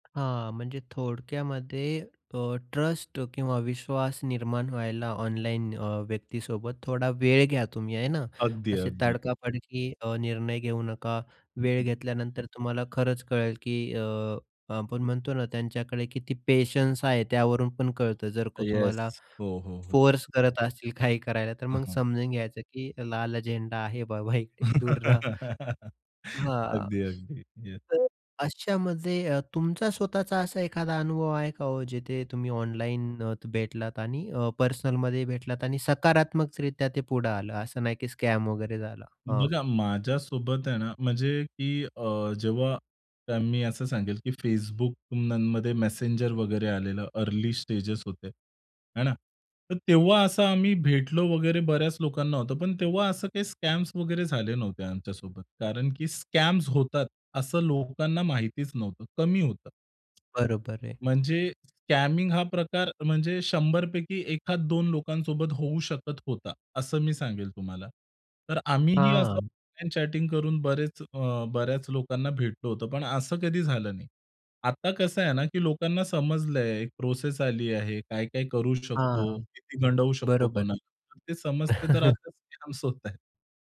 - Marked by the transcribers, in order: tapping; in English: "ट्ट्रस्ट"; other background noise; chuckle; laugh; chuckle; other noise; in English: "स्कॅम"; in English: "अर्ली स्टेजेस"; in English: "स्कॅम्स"; in English: "स्कॅम्स"; in English: "स्कॅमिंग"; in English: "चॅटिंग"; laughing while speaking: "स्कॅमस होत आहेत"; in English: "स्कॅमस"; chuckle
- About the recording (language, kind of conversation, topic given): Marathi, podcast, ऑनलाइन ओळखीत आणि प्रत्यक्ष भेटीत विश्वास कसा निर्माण कराल?